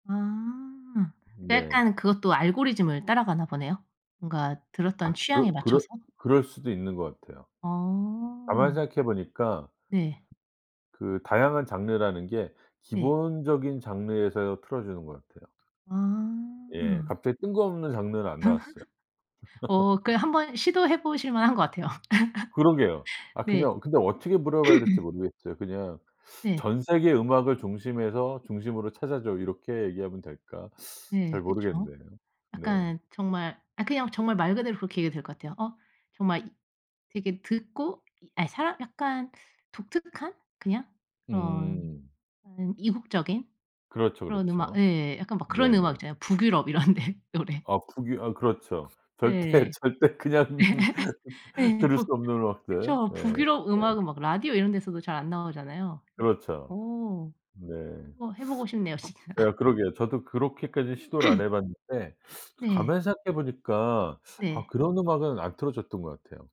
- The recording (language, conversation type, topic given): Korean, podcast, 가족의 음악 취향이 당신의 음악 취향에 영향을 주었나요?
- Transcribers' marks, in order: other background noise; tapping; laugh; laugh; throat clearing; teeth sucking; laughing while speaking: "이런 데 노래"; laugh; laughing while speaking: "절대, 절대 그냥"; laugh; laughing while speaking: "진짜"; throat clearing